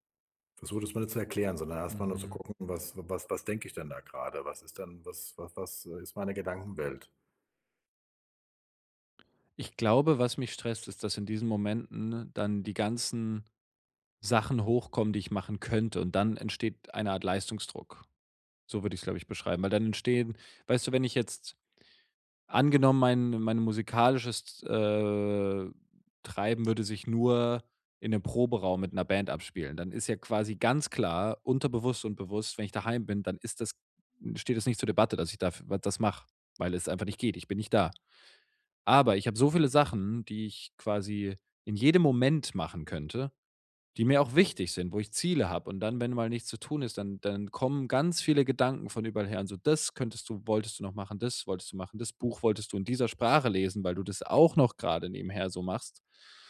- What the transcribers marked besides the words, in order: none
- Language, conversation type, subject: German, advice, Wie kann ich zu Hause entspannen, wenn ich nicht abschalten kann?